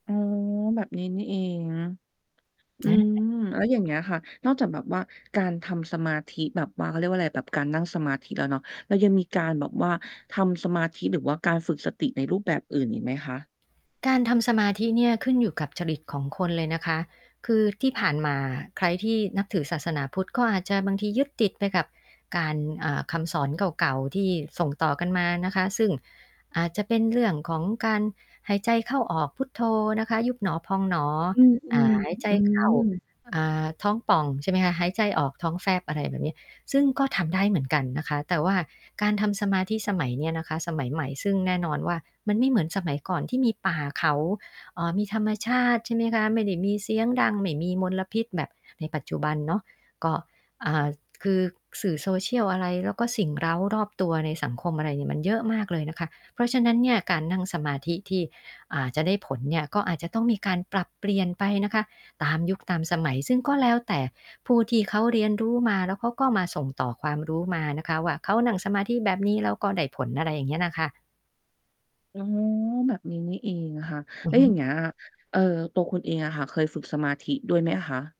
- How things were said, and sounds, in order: distorted speech; tapping
- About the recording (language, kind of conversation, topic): Thai, podcast, คุณเริ่มฝึกสติหรือสมาธิได้อย่างไร ช่วยเล่าให้ฟังหน่อยได้ไหม?